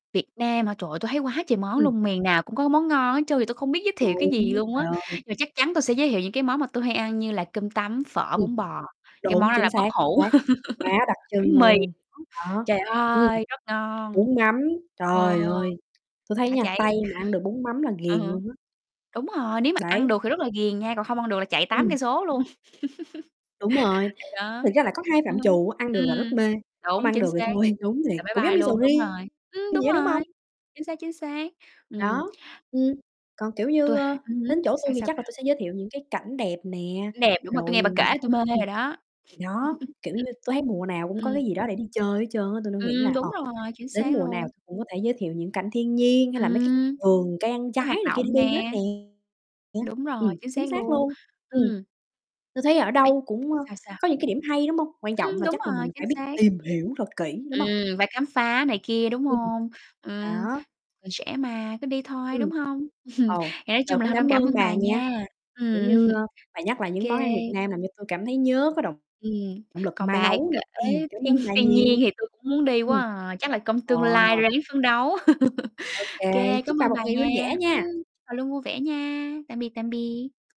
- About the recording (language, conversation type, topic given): Vietnamese, unstructured, Điều gì khiến bạn cảm thấy tự hào về nơi bạn đang sống?
- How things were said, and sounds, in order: distorted speech; tapping; other background noise; laugh; laugh; laughing while speaking: "thôi"; laugh; static; unintelligible speech; chuckle; laughing while speaking: "Ừm"; laughing while speaking: "thiên"; chuckle; laugh